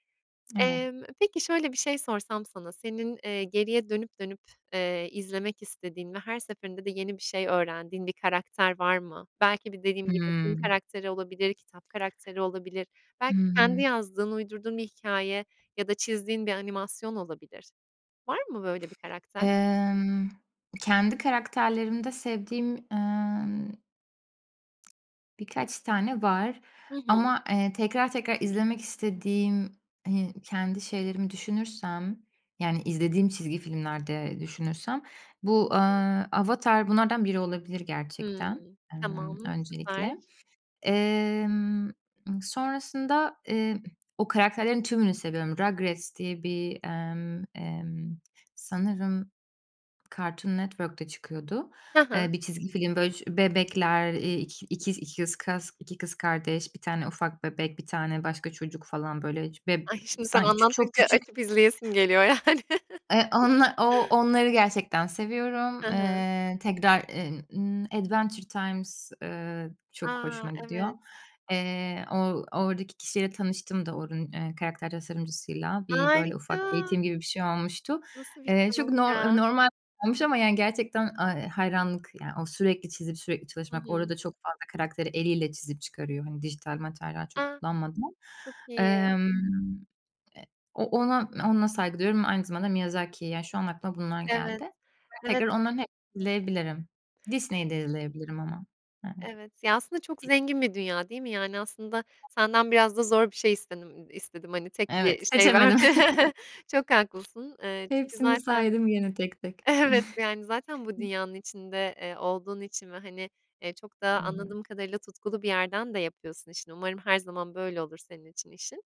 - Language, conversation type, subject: Turkish, podcast, Bir karakteri oluştururken nereden başlarsın?
- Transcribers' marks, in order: other background noise; tapping; unintelligible speech; other noise; laughing while speaking: "yani"; chuckle; unintelligible speech; chuckle; laughing while speaking: "evet, yani"; chuckle